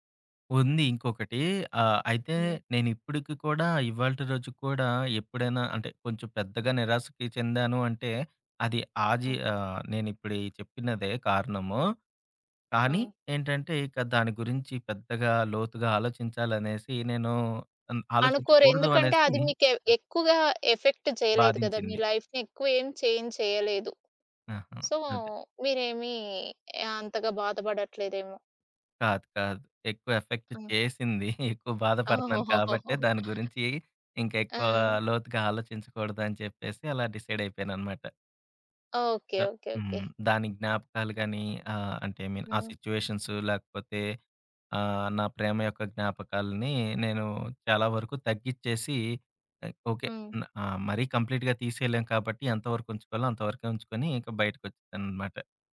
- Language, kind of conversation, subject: Telugu, podcast, నిరాశను ఆశగా ఎలా మార్చుకోవచ్చు?
- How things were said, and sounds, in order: other background noise; in English: "ఎఫెక్ట్"; in English: "లైఫ్‌ని"; in English: "చేంజ్"; in English: "సో"; in English: "ఎఫెక్ట్"; chuckle; in English: "డిసైడ్"; in English: "ఐ మీన్"; in English: "కంప్లీట్‌గా"